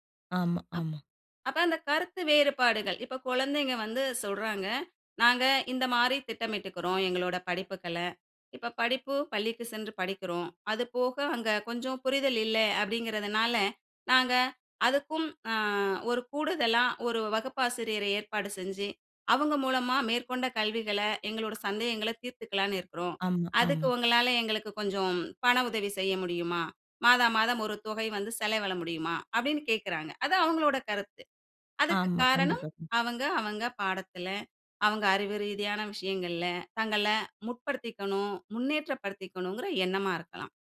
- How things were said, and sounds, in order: other background noise; "செலவிட" said as "செலவல"
- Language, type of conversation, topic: Tamil, podcast, கருத்து வேறுபாடுகள் இருந்தால் சமுதாயம் எப்படித் தன்னிடையே ஒத்துழைப்பை உருவாக்க முடியும்?